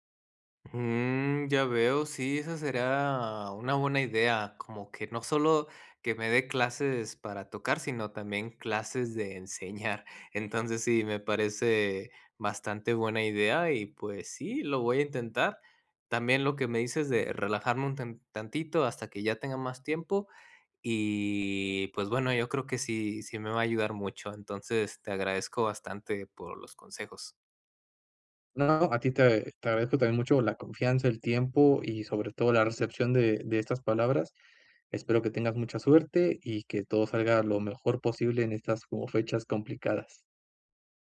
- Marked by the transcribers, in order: chuckle; drawn out: "y"
- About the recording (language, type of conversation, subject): Spanish, advice, ¿Cómo puedo mantener mi práctica cuando estoy muy estresado?